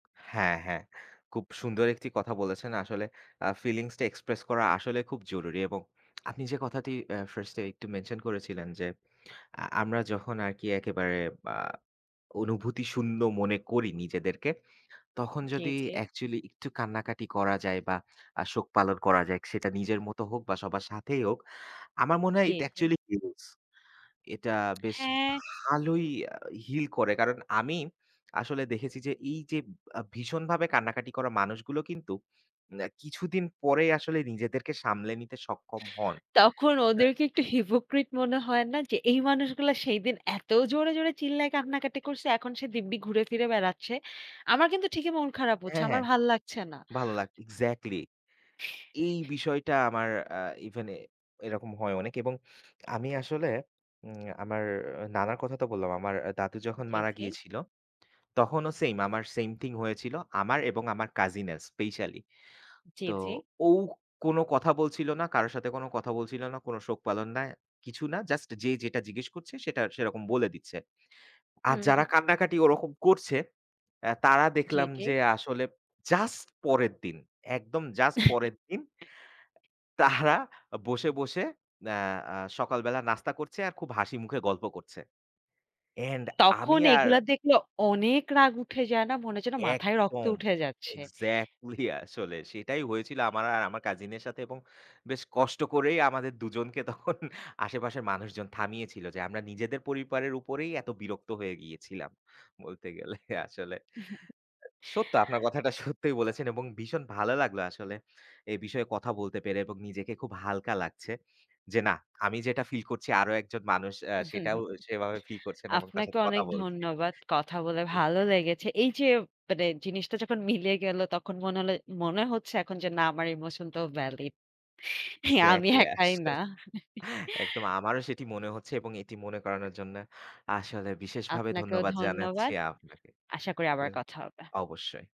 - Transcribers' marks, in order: other background noise; tapping; in English: "it actually huge"; laughing while speaking: "হিপোক্রিট"; other noise; chuckle; laughing while speaking: "তাহরা"; laughing while speaking: "আসলে"; laughing while speaking: "তখন আশেপাশের"; "পরিবারের" said as "পরিপারের"; laughing while speaking: "গেলে আসলে"; chuckle; laughing while speaking: "সত্যই বলেছেন"; chuckle; unintelligible speech; laughing while speaking: "মিলে গেল তখন"; laughing while speaking: "হ্যাঁ, আমি একাই না"; laughing while speaking: "আসলে একদম"
- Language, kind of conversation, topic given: Bengali, unstructured, প্রিয়জনের মৃত্যু হলে রাগ কেন কখনো অন্য কারও ওপর গিয়ে পড়ে?